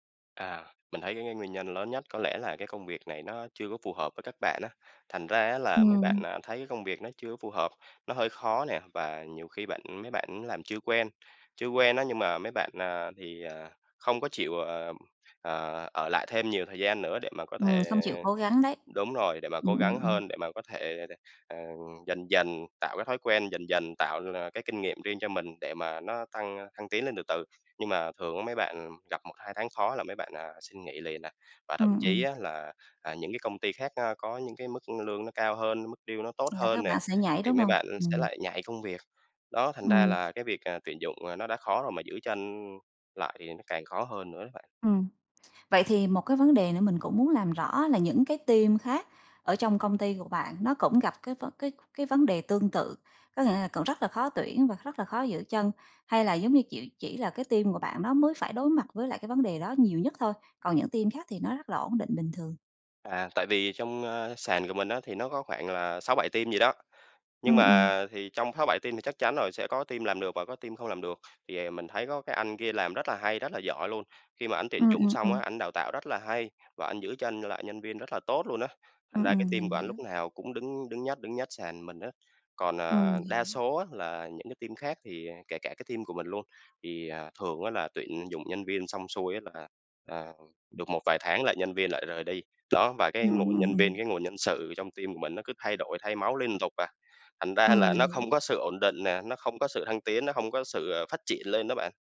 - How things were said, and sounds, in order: tapping; in English: "deal"; other background noise; in English: "team"; in English: "team"; in English: "team"; in English: "team"; in English: "team"; in English: "team"; in English: "team"; in English: "team"; in English: "team"; in English: "team"; laughing while speaking: "nó không có"
- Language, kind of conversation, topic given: Vietnamese, advice, Làm thế nào để cải thiện việc tuyển dụng và giữ chân nhân viên phù hợp?
- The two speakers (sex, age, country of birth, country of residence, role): female, 35-39, Vietnam, Vietnam, advisor; male, 25-29, Vietnam, Vietnam, user